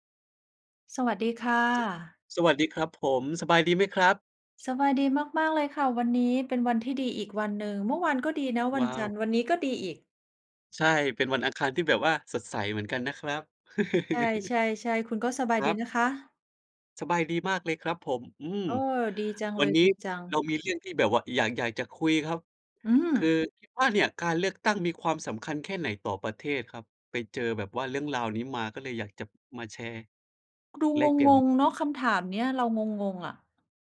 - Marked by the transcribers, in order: tapping; chuckle
- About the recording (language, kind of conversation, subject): Thai, unstructured, คุณคิดว่าการเลือกตั้งมีความสำคัญแค่ไหนต่อประเทศ?